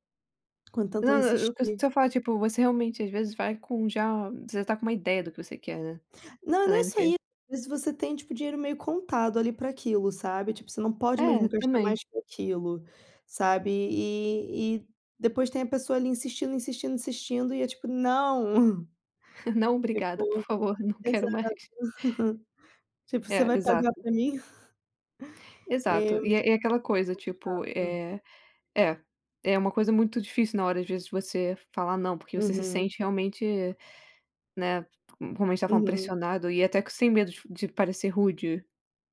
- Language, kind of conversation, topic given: Portuguese, unstructured, Como você se sente quando alguém tenta te convencer a gastar mais?
- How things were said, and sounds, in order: laugh; chuckle; chuckle